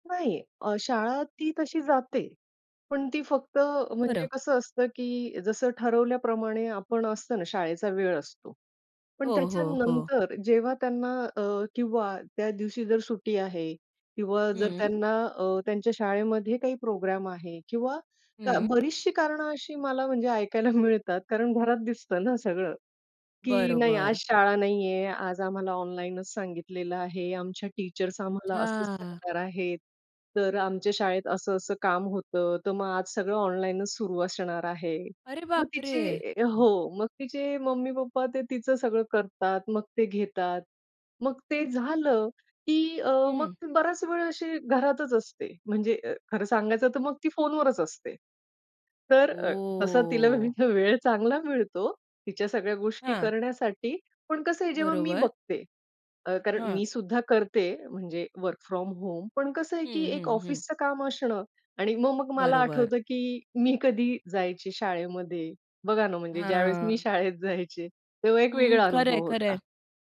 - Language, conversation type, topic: Marathi, podcast, डिजिटल शिक्षणामुळे काय चांगलं आणि वाईट झालं आहे?
- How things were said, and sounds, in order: other background noise; laughing while speaking: "मिळतात"; in English: "टीचर्स"; laughing while speaking: "वेळ चांगला मिळतो"; tapping; in English: "वर्क फ्रॉम होम"; laughing while speaking: "जायचे"